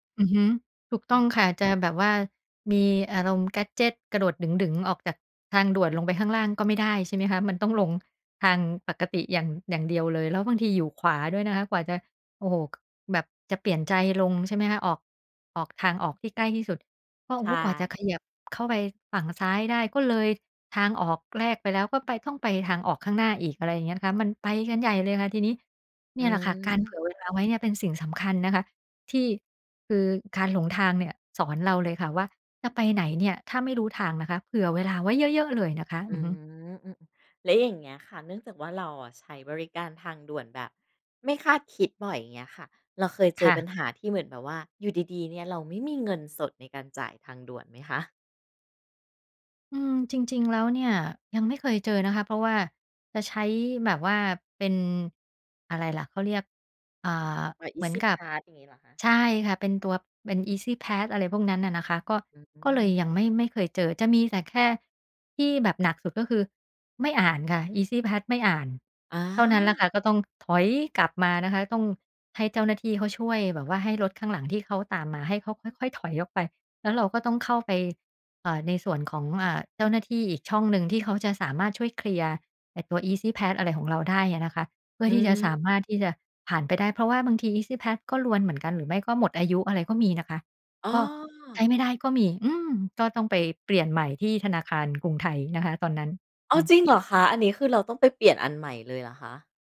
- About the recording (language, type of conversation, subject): Thai, podcast, การหลงทางเคยสอนอะไรคุณบ้าง?
- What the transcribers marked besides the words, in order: in English: "แกดเจต"; tongue click; other background noise